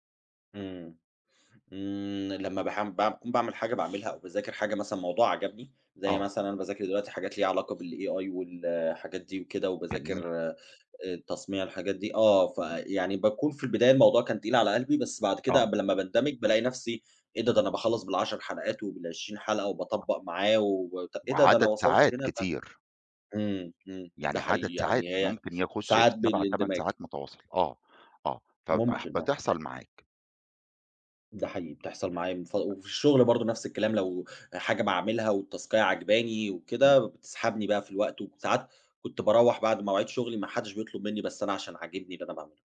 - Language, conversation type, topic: Arabic, podcast, إيه العادات الصغيرة اللي حسّنت تركيزك مع الوقت؟
- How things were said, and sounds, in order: other background noise; tapping; in English: "بالAI"; in English: "والتَّاسكاية"